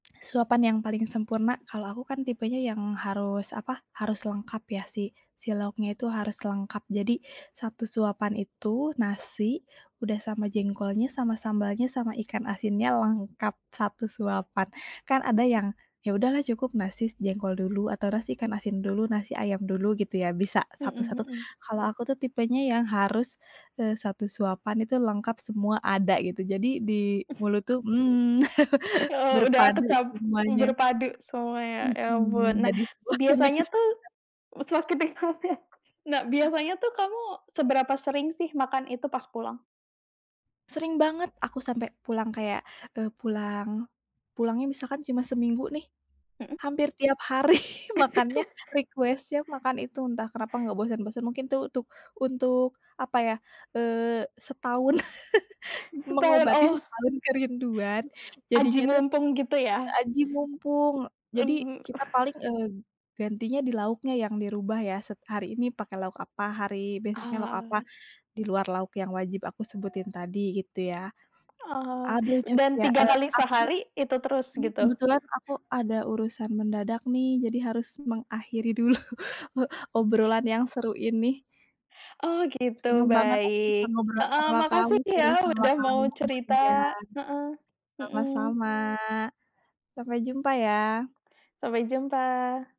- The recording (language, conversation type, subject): Indonesian, podcast, Apa makanan warisan keluarga yang selalu membuat kamu rindu?
- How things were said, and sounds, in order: other background noise; laugh; laughing while speaking: "sebuah kenikmatan"; unintelligible speech; laugh; laughing while speaking: "hari"; in English: "request-nya"; laugh; tapping; laugh; in English: "sharing"